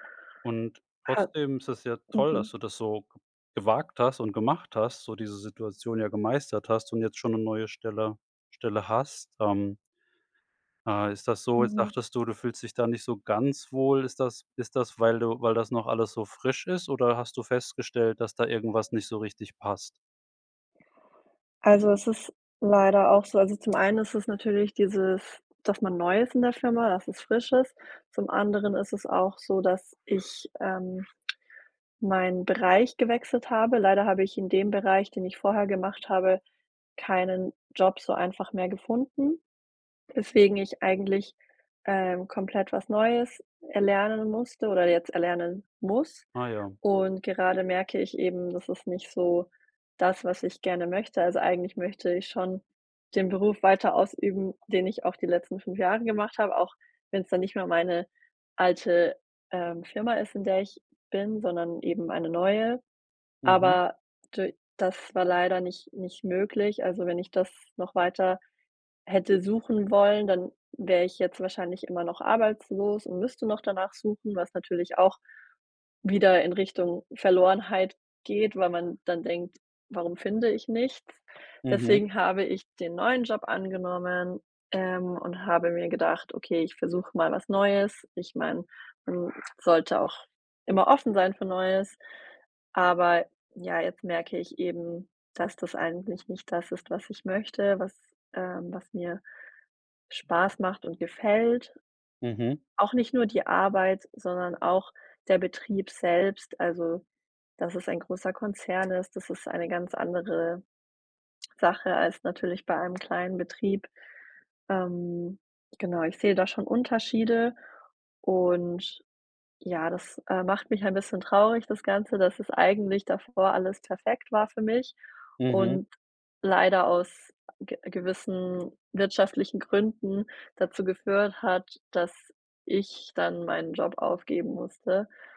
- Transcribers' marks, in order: other background noise
- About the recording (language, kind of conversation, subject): German, advice, Wie kann ich damit umgehen, dass ich mich nach einem Jobwechsel oder nach der Geburt eines Kindes selbst verloren fühle?
- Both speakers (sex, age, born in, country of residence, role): female, 30-34, Germany, Germany, user; male, 45-49, Germany, Germany, advisor